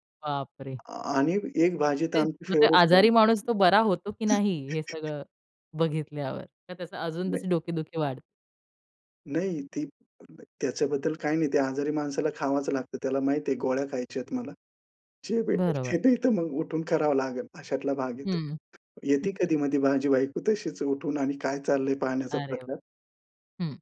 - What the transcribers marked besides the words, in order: in English: "फेव्हरेट"; chuckle; other background noise; laughing while speaking: "भेटेल ते नाही तर मग"; chuckle
- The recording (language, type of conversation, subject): Marathi, podcast, घरच्या कामांमध्ये जोडीदाराशी तुम्ही समन्वय कसा साधता?